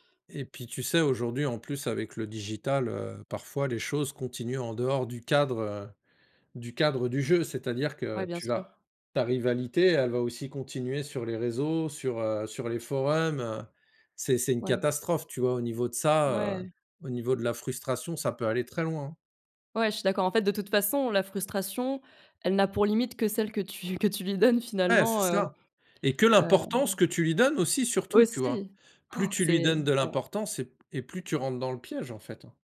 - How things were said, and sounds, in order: laughing while speaking: "lui"; gasp
- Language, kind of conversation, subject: French, unstructured, Comment gères-tu la frustration quand tu as l’impression de ne plus progresser ?